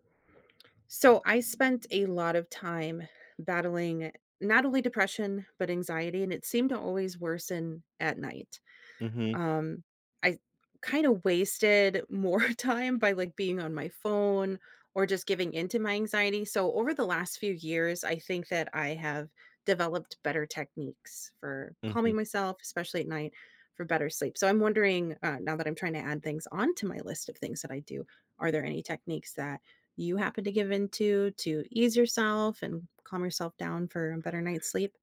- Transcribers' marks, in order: other background noise; laughing while speaking: "more time"
- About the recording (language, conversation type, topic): English, unstructured, How can I calm my mind for better sleep?